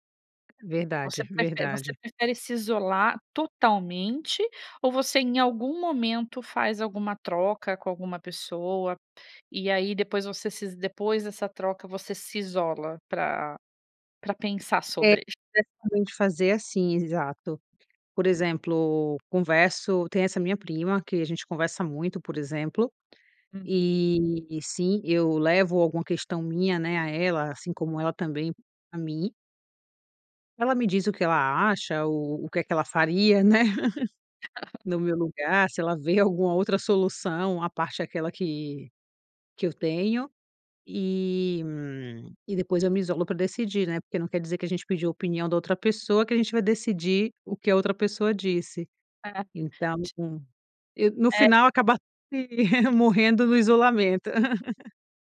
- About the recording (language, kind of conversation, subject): Portuguese, podcast, O que te inspira mais: o isolamento ou a troca com outras pessoas?
- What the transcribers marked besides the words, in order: tapping; unintelligible speech; laugh; laugh